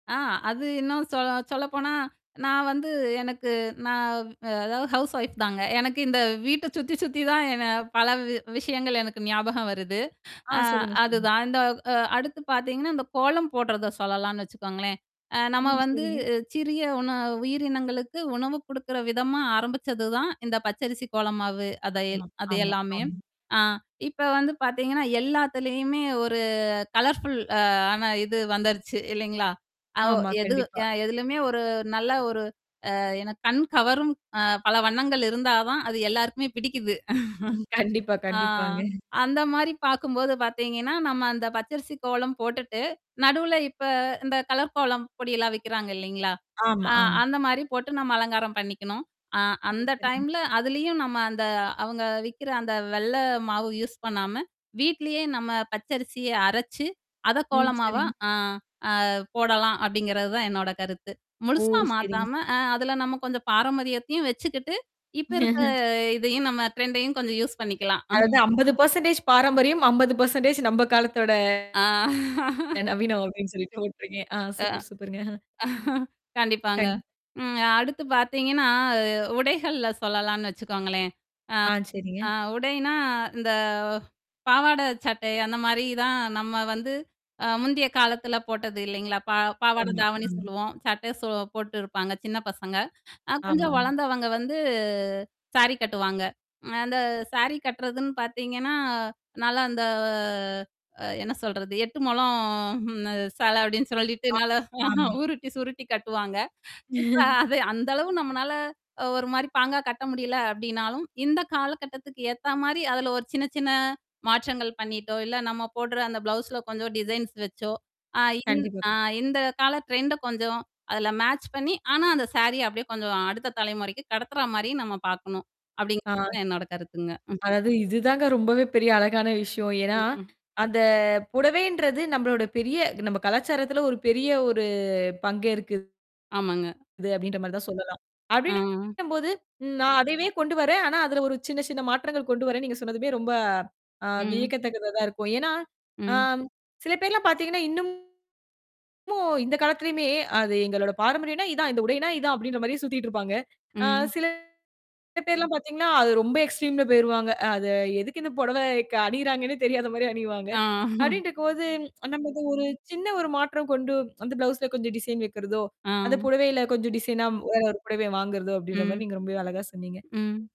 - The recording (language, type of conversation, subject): Tamil, podcast, உங்கள் பாரம்பரியத்தை நவீன நுட்பத்துடன் இயல்பாக எப்படிச் சேர்க்கிறீர்கள்?
- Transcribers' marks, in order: in English: "ஹவுஸ் வைஃப்தாங்க"; tapping; static; distorted speech; drawn out: "ஒரு"; in English: "கலர்ஃபுல்"; chuckle; laughing while speaking: "கண்டிப்பா, கண்டிப்பாங்க"; other noise; laugh; in English: "ட்ரெண்டையும்"; in English: "யூஸ்"; chuckle; laughing while speaking: "ஆ"; laugh; chuckle; drawn out: "இந்தப்"; drawn out: "வந்து"; drawn out: "அந்த"; drawn out: "மொழம்"; laughing while speaking: "அந்த சேலை அப்பிடின்னு சொல்லிட்டு, நல்லா உருட்டி, சுருட்டி கட்டுவாங்க"; chuckle; in English: "ட்ரெண்ட"; in English: "மேட்ச்"; chuckle; other background noise; drawn out: "அந்தப்"; drawn out: "ஒரு"; mechanical hum; in English: "எக்ஸ்ட்ரீம்ல"; tsk; chuckle